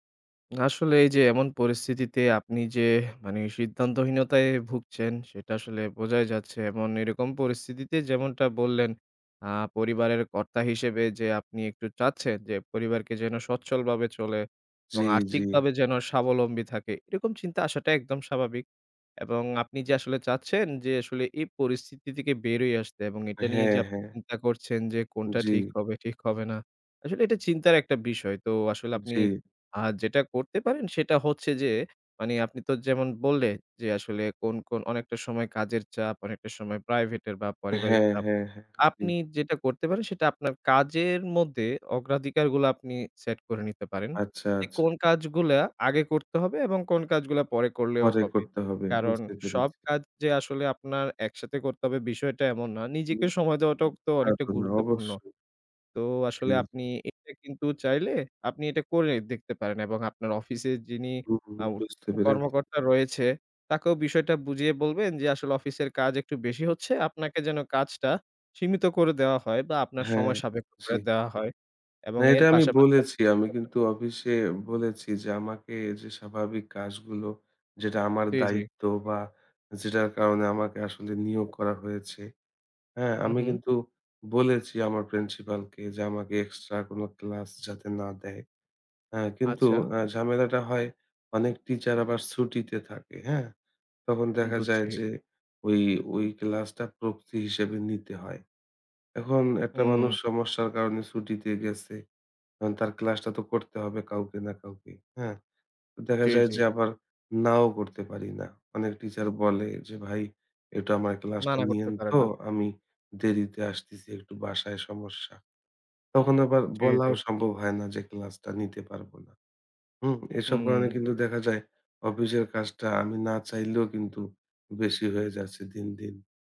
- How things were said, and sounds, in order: tapping; other background noise; unintelligible speech; unintelligible speech; unintelligible speech; "প্রিন্সিপাল" said as "প্রেনশিপাল"
- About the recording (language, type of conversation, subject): Bengali, advice, কাজ ও ব্যক্তিগত জীবনের ভারসাম্য রাখতে আপনার সময় ব্যবস্থাপনায় কী কী অনিয়ম হয়?